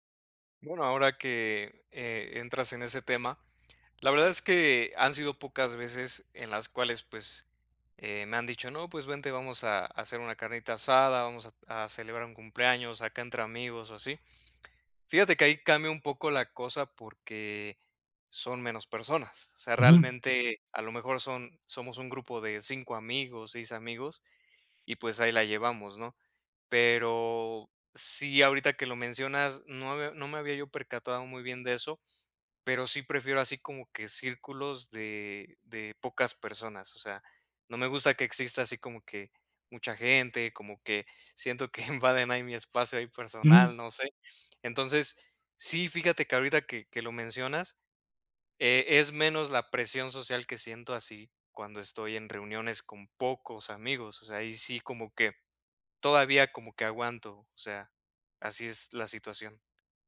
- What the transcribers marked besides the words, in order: laughing while speaking: "que"
- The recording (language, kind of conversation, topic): Spanish, advice, ¿Cómo puedo manejar el agotamiento social en fiestas y reuniones?